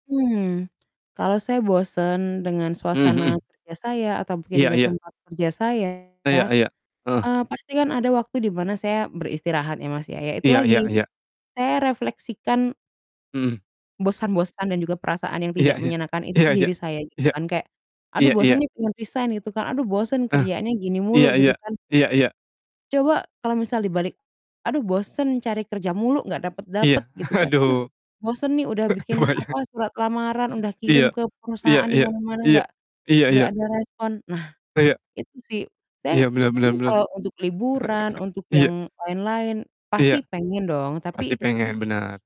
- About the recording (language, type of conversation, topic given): Indonesian, unstructured, Apa yang membuat pekerjaan terasa membosankan bagi kamu?
- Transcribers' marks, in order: distorted speech; "dengan" said as "dinga"; laughing while speaking: "aduh, kebayang"; chuckle; chuckle